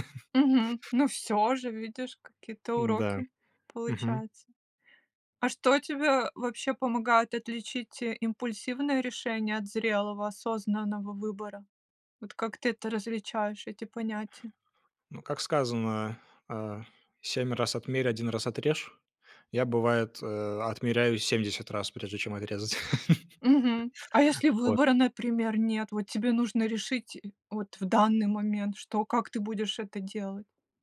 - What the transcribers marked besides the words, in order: laugh
- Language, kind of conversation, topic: Russian, podcast, Как принимать решения, чтобы потом не жалеть?